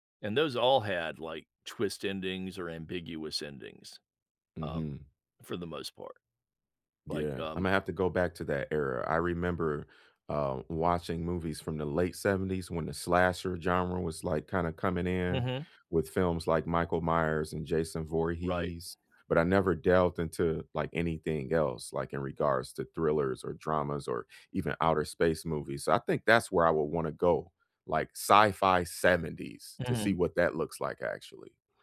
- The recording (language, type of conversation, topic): English, unstructured, Which movie should I watch for the most surprising ending?
- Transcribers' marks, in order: none